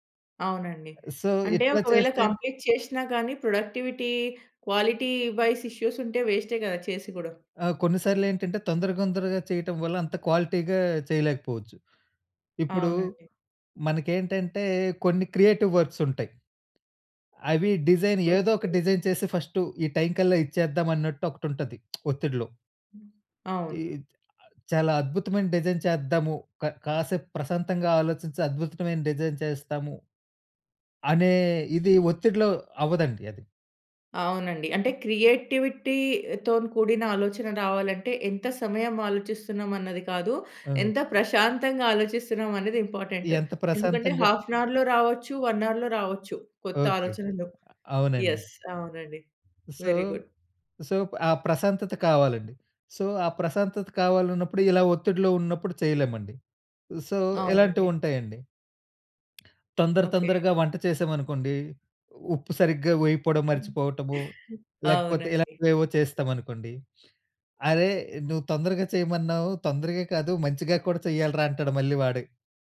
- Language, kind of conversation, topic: Telugu, podcast, ఒత్తిడిని మీరు ఎలా ఎదుర్కొంటారు?
- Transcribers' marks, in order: in English: "సో"; in English: "కంప్లీట్"; in English: "ప్రొడక్టివిటీ, క్వాలిటీ వైస్ ఇష్యూస్"; in English: "క్వాలిటీ‌గా"; in English: "క్రియేటివ్ వర్క్స్"; in English: "డిజైన్"; in English: "డిజైన్"; in English: "టైమ్‌కల్లా"; lip smack; in English: "డిజైన్"; in English: "డిజైన్"; in English: "క్రియేటివిటీతోని"; in English: "ఇంపార్టెంట్"; in English: "హాఫ్ అన్ అవర్‌లో"; in English: "వన్ అవర్‌లో"; in English: "యెస్"; in English: "వెరీ గుడ్"; in English: "సో, సో"; in English: "సో"; in English: "సో"; tongue click